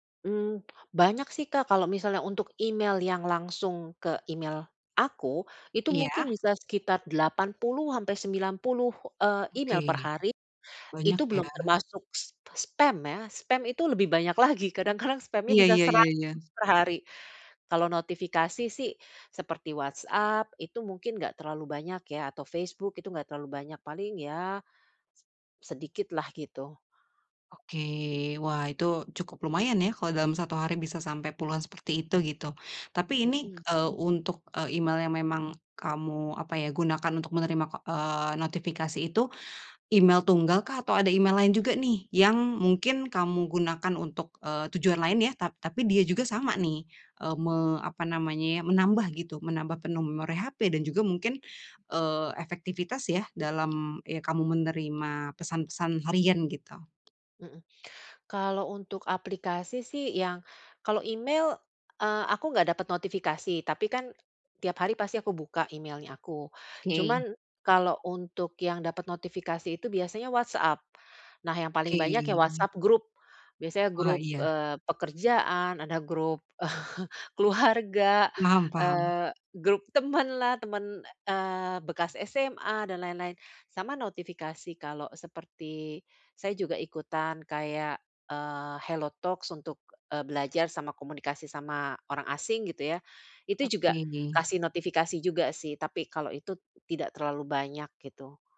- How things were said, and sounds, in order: "sampe" said as "hampe"; tapping; chuckle
- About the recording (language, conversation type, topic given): Indonesian, advice, Bagaimana cara mengurangi tumpukan email dan notifikasi yang berlebihan?